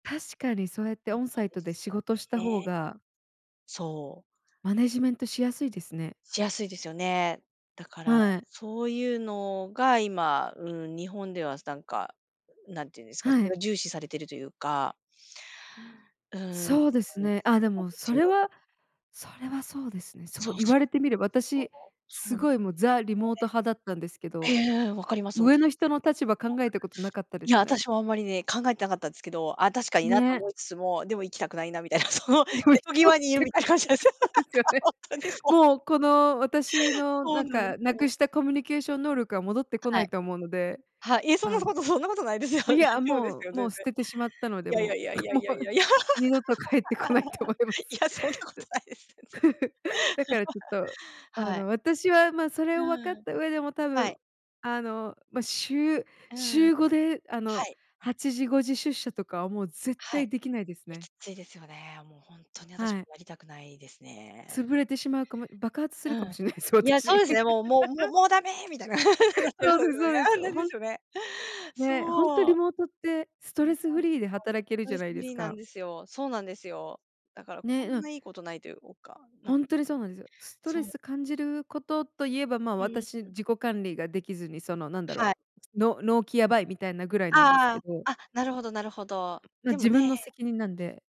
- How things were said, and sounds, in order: unintelligible speech; unintelligible speech; laughing while speaking: "みたいな、その瀬戸際に … よ。 本当にそう"; laughing while speaking: "でも そうですよね"; unintelligible speech; laugh; laughing while speaking: "そんなことないですよ。大丈夫ですよ"; laughing while speaking: "もう二度と帰ってこないと思います"; laughing while speaking: "いや。 いや、そんなことないです、全然"; laugh; other background noise; laugh; laugh; laughing while speaking: "かもしれないです、私"; laugh; laughing while speaking: "みたいななってるんですよね"; unintelligible speech
- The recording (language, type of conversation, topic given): Japanese, unstructured, あなたにとって理想の働き方とはどのようなものだと思いますか？